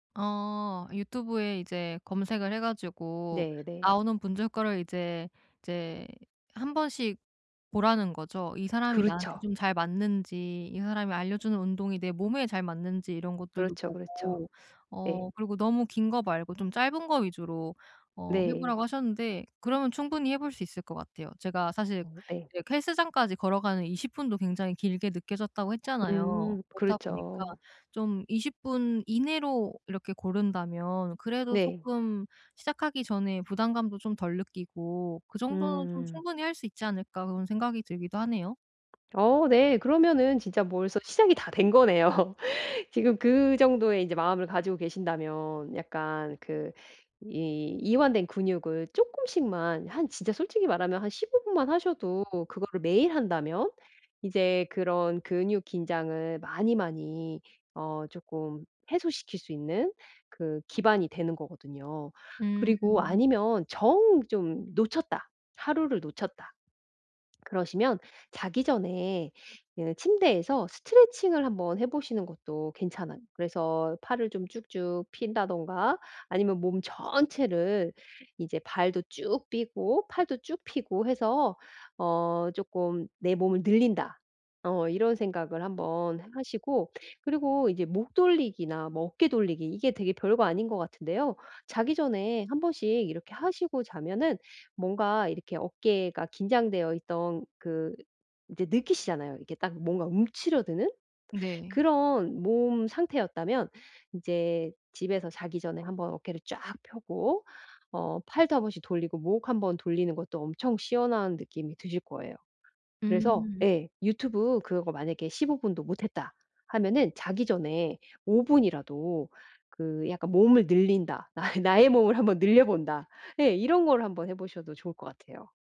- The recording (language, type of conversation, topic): Korean, advice, 긴장을 풀고 근육을 이완하는 방법은 무엇인가요?
- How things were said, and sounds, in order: other background noise; laugh